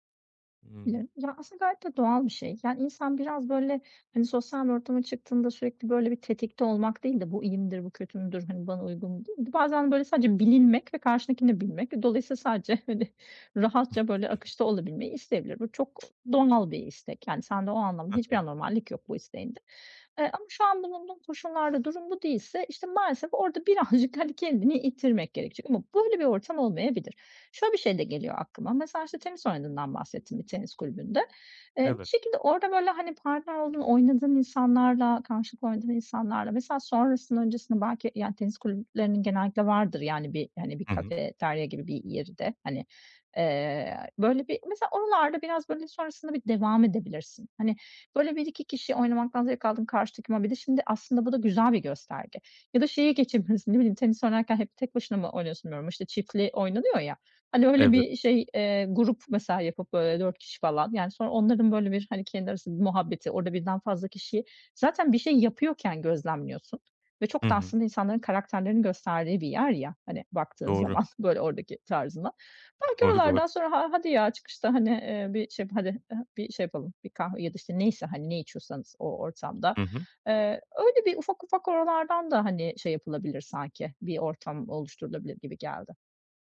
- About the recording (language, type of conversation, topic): Turkish, advice, Sosyal zamanla yalnız kalma arasında nasıl denge kurabilirim?
- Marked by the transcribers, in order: chuckle; laughing while speaking: "hani"; tapping; laughing while speaking: "birazcık"; laughing while speaking: "böyle"